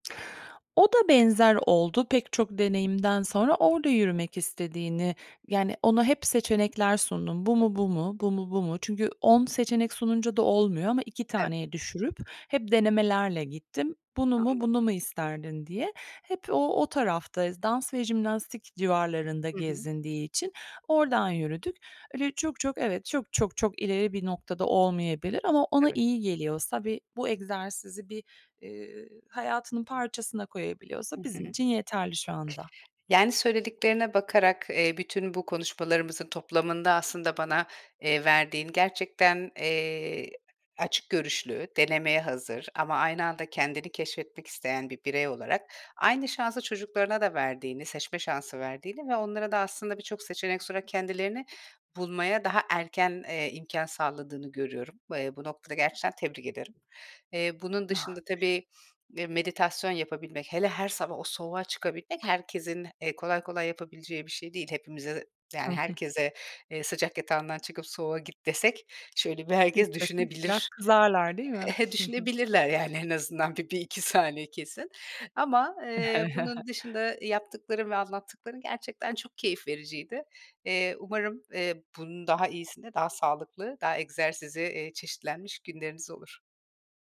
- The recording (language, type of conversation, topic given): Turkish, podcast, Egzersizi günlük rutine dahil etmenin kolay yolları nelerdir?
- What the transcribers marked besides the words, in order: unintelligible speech; other background noise; unintelligible speech; unintelligible speech; laughing while speaking: "Düşünebilirler, yani, en azından bir, bir iki saniye"; chuckle; chuckle